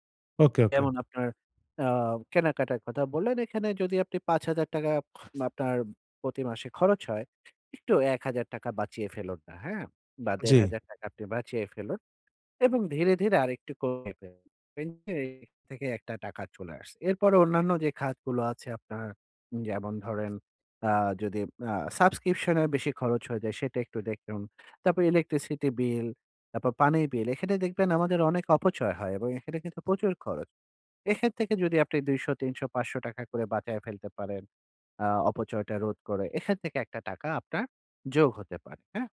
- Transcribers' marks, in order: in English: "electricity bill"; in English: "bill"
- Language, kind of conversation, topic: Bengali, advice, আমি কীভাবে আয় বাড়লেও দীর্ঘমেয়াদে সঞ্চয় বজায় রাখতে পারি?